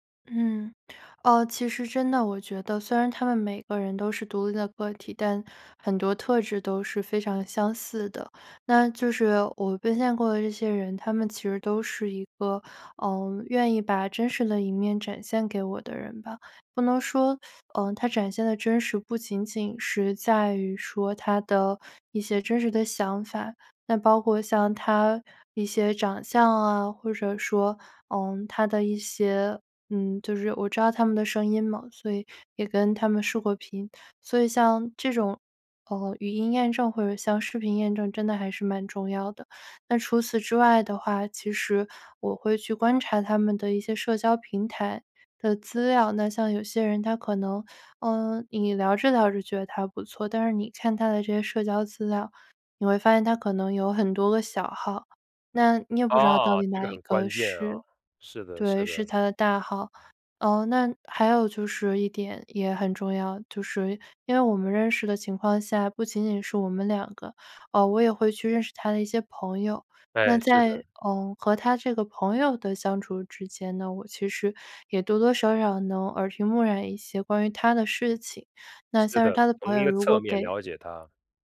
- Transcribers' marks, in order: other background noise; teeth sucking; "耳濡目染" said as "耳频目染"
- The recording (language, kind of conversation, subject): Chinese, podcast, 线上陌生人是如何逐步建立信任的？